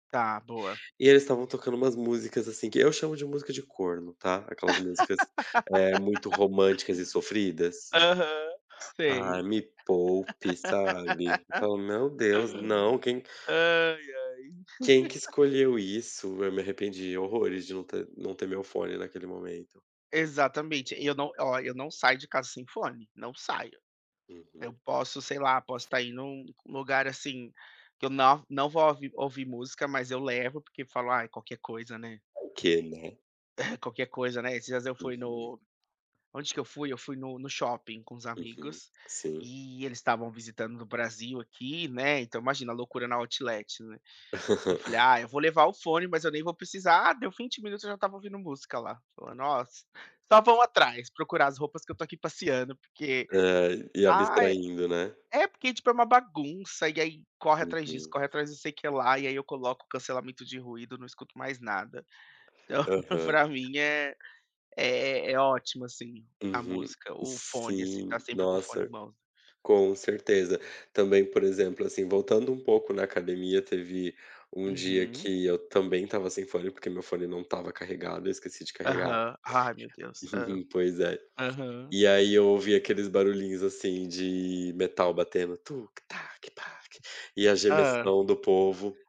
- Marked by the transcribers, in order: laugh; laugh; laugh; laugh; laughing while speaking: "Então"; chuckle; put-on voice: "tuc tac tac"
- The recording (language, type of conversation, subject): Portuguese, unstructured, Como a música afeta o seu humor no dia a dia?